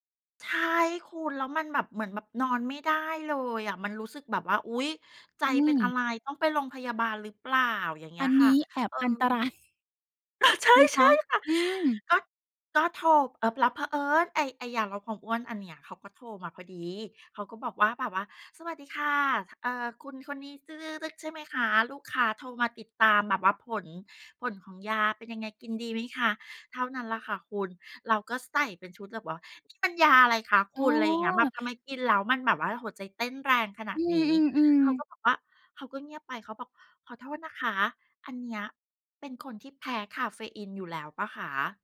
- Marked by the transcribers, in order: laughing while speaking: "ตราย"; chuckle; put-on voice: "ใช่ ๆ ค่ะ"
- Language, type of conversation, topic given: Thai, podcast, คาเฟอีนส่งผลต่อระดับพลังงานของคุณอย่างไรบ้าง?